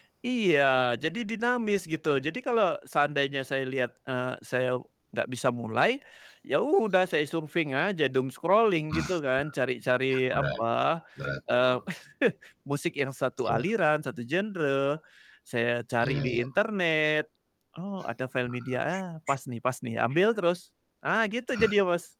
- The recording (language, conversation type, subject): Indonesian, podcast, Bagaimana kamu mengatasi kebuntuan kreatif?
- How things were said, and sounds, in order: static; in English: "surfing"; in English: "doom scrolling"; chuckle; laugh; other background noise